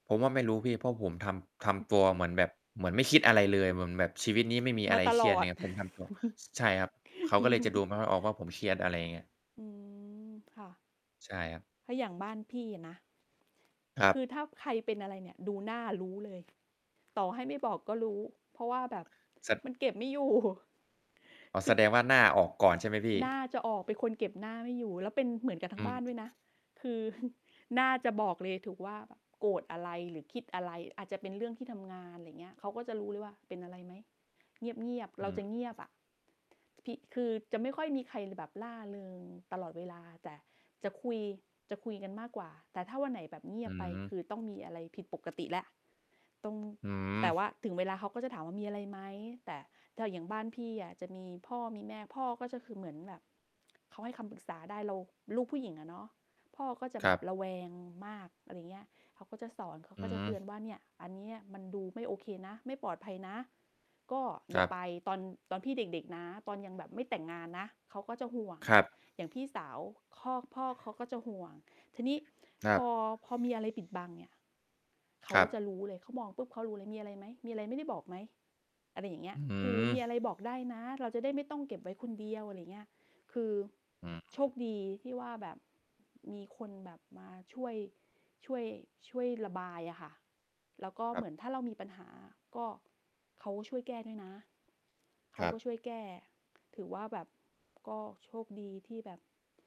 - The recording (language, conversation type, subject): Thai, unstructured, อะไรคือสิ่งที่ทำให้คุณรู้สึกใกล้ชิดกับครอบครัวมากขึ้น?
- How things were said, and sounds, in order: other background noise; distorted speech; chuckle; tapping; static; laughing while speaking: "อยู่"; chuckle